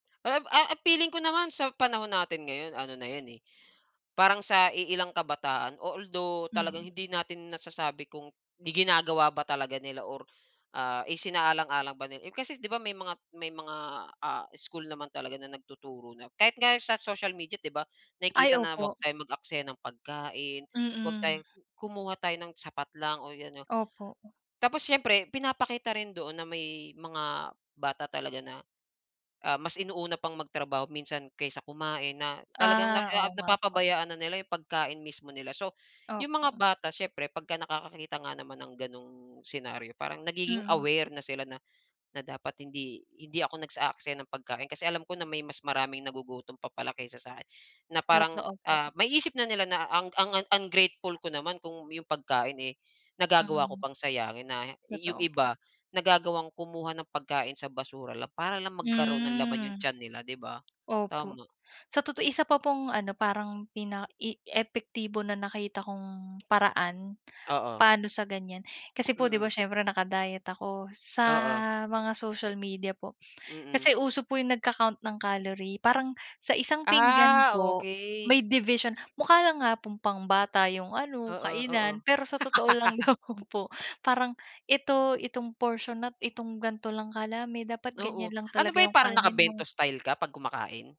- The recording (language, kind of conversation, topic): Filipino, unstructured, Ano ang masasabi mo sa mga taong nag-aaksaya ng pagkain?
- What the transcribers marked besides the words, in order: tapping; laughing while speaking: "naman po"; laugh